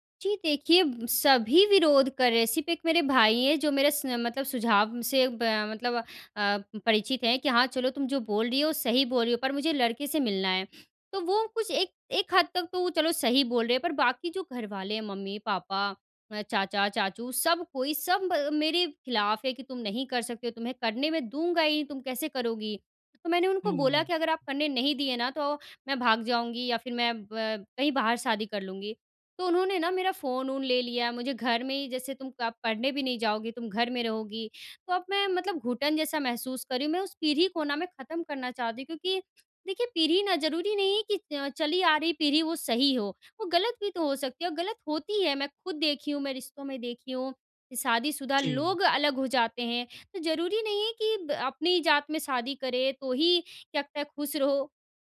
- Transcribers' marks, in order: none
- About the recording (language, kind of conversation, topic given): Hindi, advice, पीढ़ियों से चले आ रहे पारिवारिक संघर्ष से कैसे निपटें?